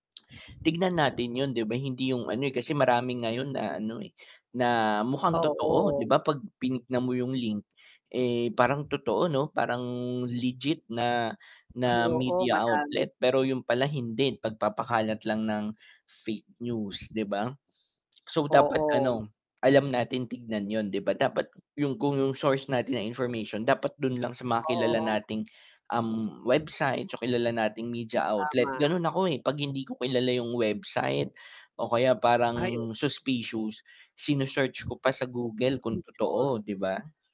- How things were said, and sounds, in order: static; distorted speech
- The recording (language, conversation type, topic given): Filipino, unstructured, Ano ang palagay mo sa pagdami ng huwad na balita sa internet?